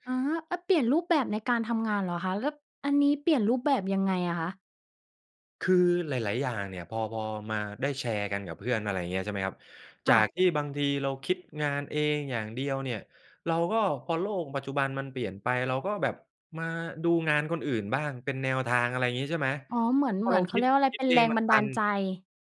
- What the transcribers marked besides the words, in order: none
- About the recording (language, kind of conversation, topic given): Thai, podcast, เวลารู้สึกหมดไฟ คุณมีวิธีดูแลตัวเองอย่างไรบ้าง?
- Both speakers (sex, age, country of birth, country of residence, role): female, 30-34, Thailand, Thailand, host; male, 35-39, Thailand, Thailand, guest